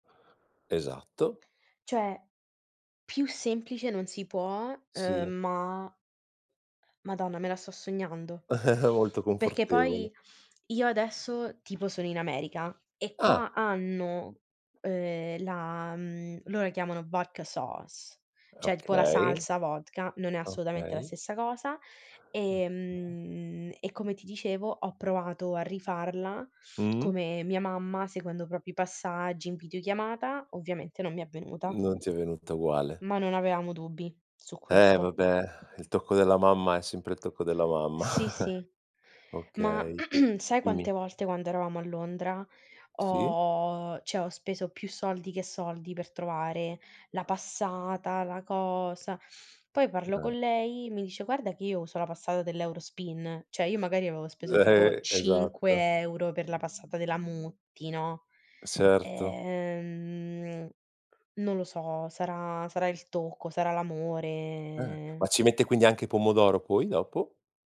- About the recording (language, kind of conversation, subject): Italian, unstructured, Qual è il tuo piatto preferito e perché ti rende felice?
- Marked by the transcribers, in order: other background noise; tapping; chuckle; drawn out: "ehm, la mhmm"; in English: "Vodka Sauce"; "cioè" said as "ceh"; "assolutamente" said as "assotamente"; drawn out: "mhmm"; unintelligible speech; "venuta" said as "venutta"; sigh; throat clearing; chuckle; "dimmi" said as "immi"; drawn out: "ho"; "cioè" said as "ceh"; unintelligible speech; "cioè" said as "ceh"; drawn out: "ehm"; drawn out: "l'amore"